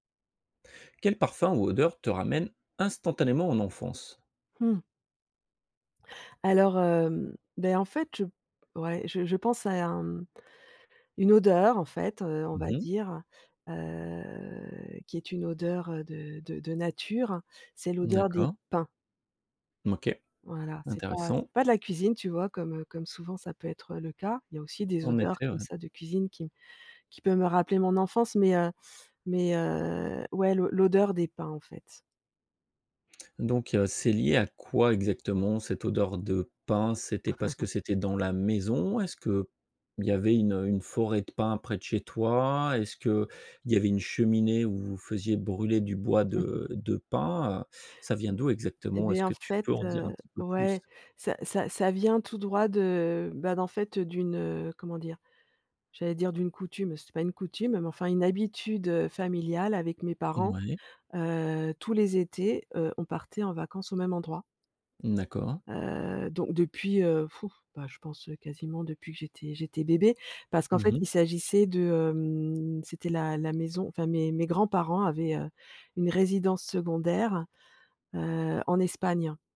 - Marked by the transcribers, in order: chuckle; chuckle; blowing
- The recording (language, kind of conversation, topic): French, podcast, Quel parfum ou quelle odeur te ramène instantanément en enfance ?